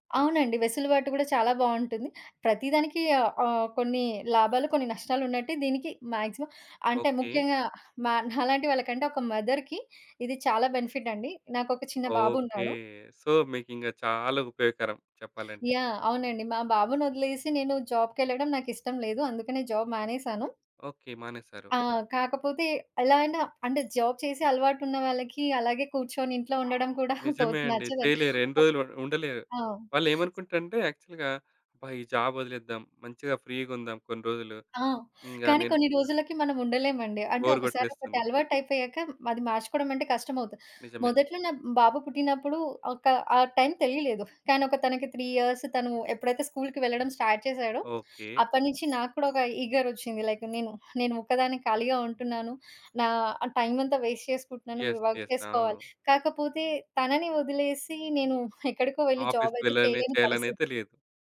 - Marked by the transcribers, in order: in English: "మాక్సిమం"; in English: "మదర్‌కి"; in English: "బెనిఫిట్"; in English: "సో"; in English: "జాబ్‌కెళ్ళడం"; in English: "జాబ్"; other background noise; in English: "జాబ్"; in English: "యాక్చువల్‌గా"; in English: "జాబ్"; tapping; in English: "త్రీ ఇయర్స్"; in English: "స్టార్ట్"; in English: "లైక్"; in English: "వేస్ట్"; in English: "యెస్. యెస్"; in English: "వర్క్"; in English: "ఆఫీస్‌కి"
- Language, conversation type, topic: Telugu, podcast, ఇంటినుంచి పని చేసే అనుభవం మీకు ఎలా ఉంది?